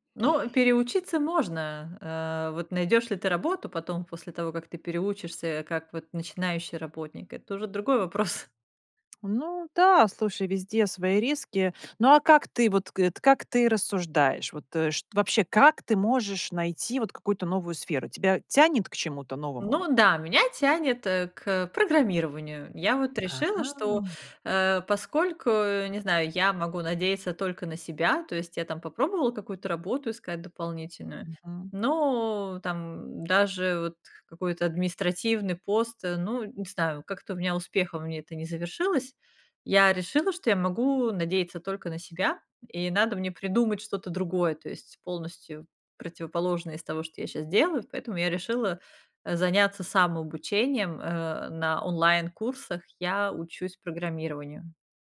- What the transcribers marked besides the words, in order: other background noise; tapping; drawn out: "А"
- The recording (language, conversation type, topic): Russian, podcast, Как понять, что пора менять профессию и учиться заново?